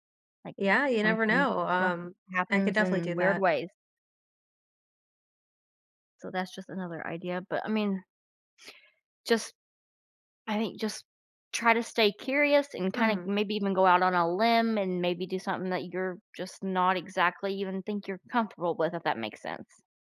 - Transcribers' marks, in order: none
- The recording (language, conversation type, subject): English, advice, How can I make new social connections?
- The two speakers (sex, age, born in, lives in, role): female, 30-34, United States, United States, advisor; female, 30-34, United States, United States, user